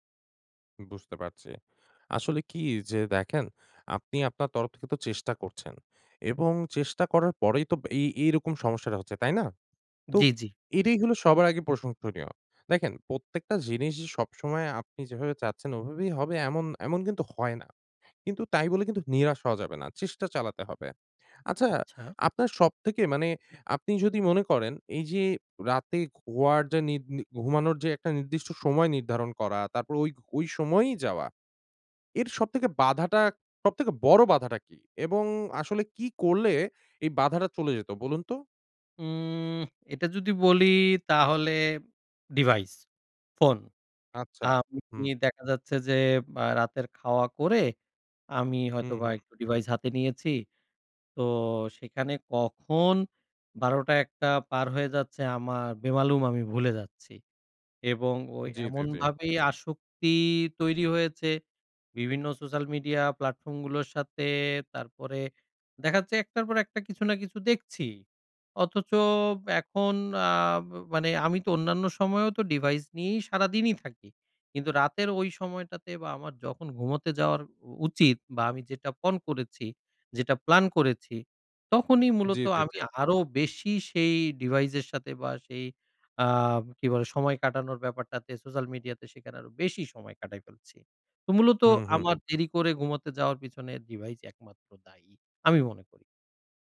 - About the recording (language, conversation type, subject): Bengali, advice, নিয়মিতভাবে রাতে নির্দিষ্ট সময়ে ঘুমাতে যাওয়ার অভ্যাস কীভাবে বজায় রাখতে পারি?
- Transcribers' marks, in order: tapping